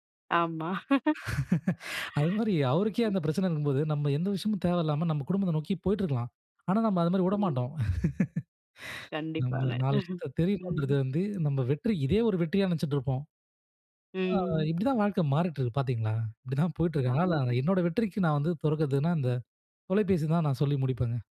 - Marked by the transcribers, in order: laugh; chuckle; laugh; unintelligible speech; snort
- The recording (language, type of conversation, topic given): Tamil, podcast, வெற்றிக்காக நீங்கள் எதை துறக்கத் தயாராக இருக்கிறீர்கள்?